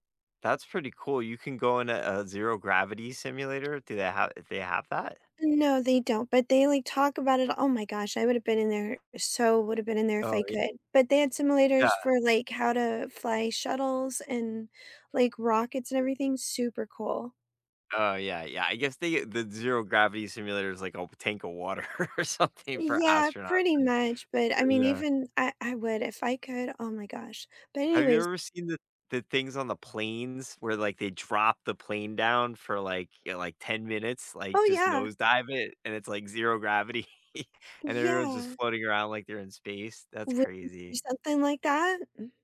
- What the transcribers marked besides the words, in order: other background noise; laughing while speaking: "or something"; chuckle
- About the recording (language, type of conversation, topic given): English, unstructured, What field trips have sparked your curiosity?